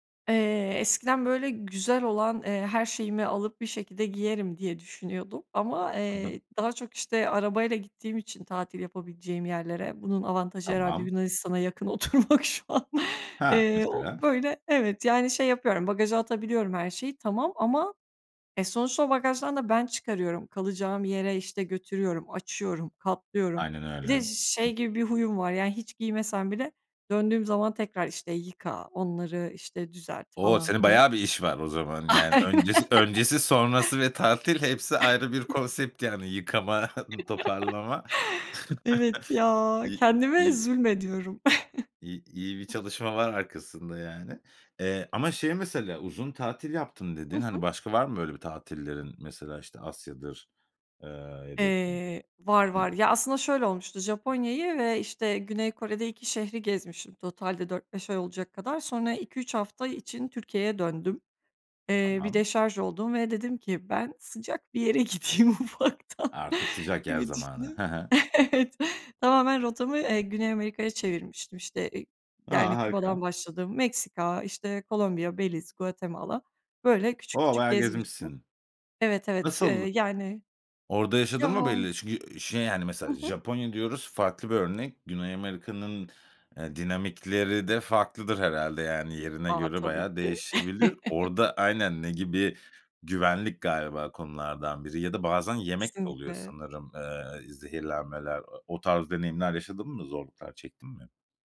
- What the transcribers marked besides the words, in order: laughing while speaking: "oturmak şu an"; other background noise; tapping; laughing while speaking: "Aynen"; other noise; chuckle; chuckle; laughing while speaking: "Yıkama"; chuckle; chuckle; laughing while speaking: "gideyim, ufaktan"; chuckle; laughing while speaking: "Evet"; chuckle
- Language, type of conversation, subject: Turkish, podcast, Seyahat sırasında yaptığın hatalardan çıkardığın en önemli ders neydi?
- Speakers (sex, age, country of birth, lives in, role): female, 30-34, Turkey, Bulgaria, guest; male, 35-39, Turkey, Spain, host